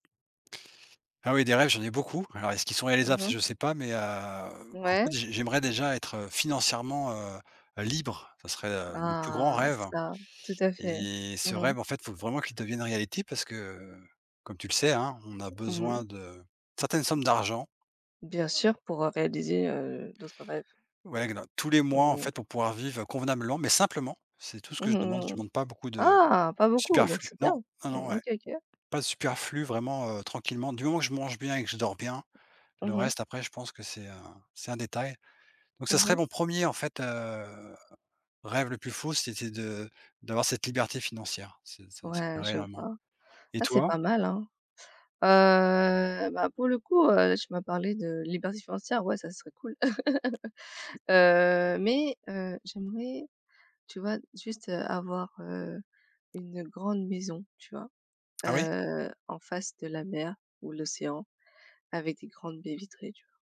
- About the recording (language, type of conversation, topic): French, unstructured, Quels sont tes rêves les plus fous pour l’avenir ?
- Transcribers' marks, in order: drawn out: "heu"; drawn out: "Ah"; tapping; other background noise; stressed: "simplement"; drawn out: "heu"; drawn out: "Heu"; other noise; laugh